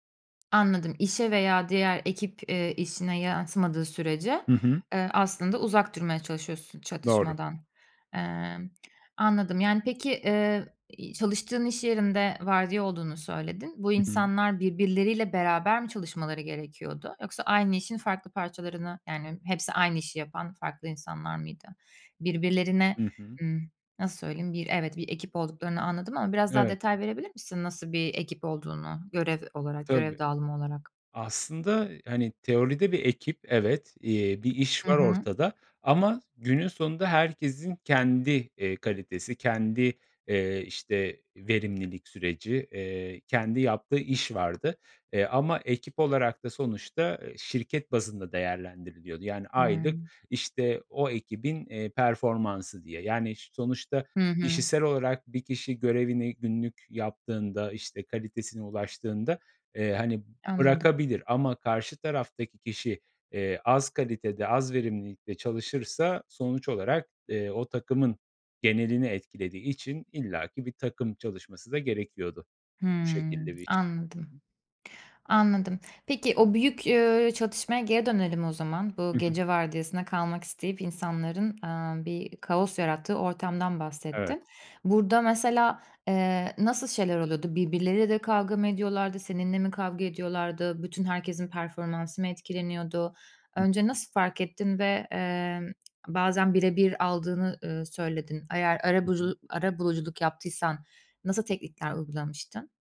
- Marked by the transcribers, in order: tapping
- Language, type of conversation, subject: Turkish, podcast, Zorlu bir ekip çatışmasını nasıl çözersin?